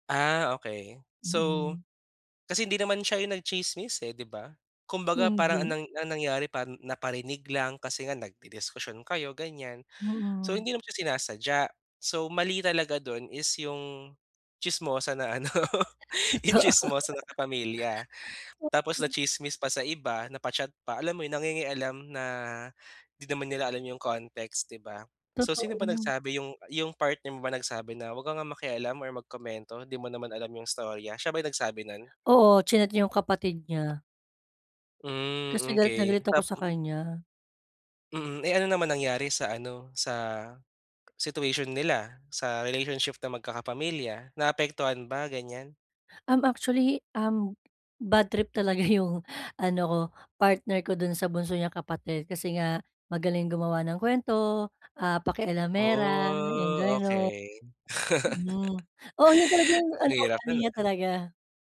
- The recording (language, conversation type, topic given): Filipino, advice, Paano ako aamin sa pagkakamali nang tapat at walang pag-iwas?
- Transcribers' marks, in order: laughing while speaking: "ano"; laugh; chuckle; other background noise; drawn out: "Oh"; laugh